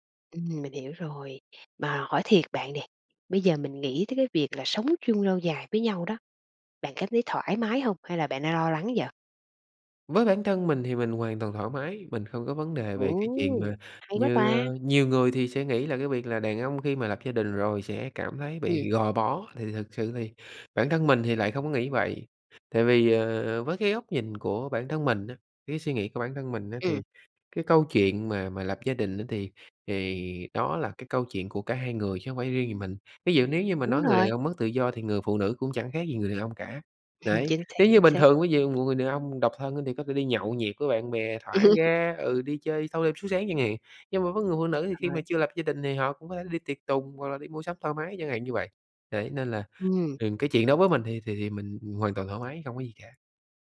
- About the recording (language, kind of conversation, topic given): Vietnamese, advice, Sau vài năm yêu, tôi có nên cân nhắc kết hôn không?
- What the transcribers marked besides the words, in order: tapping; laugh; other background noise; laughing while speaking: "Ừm"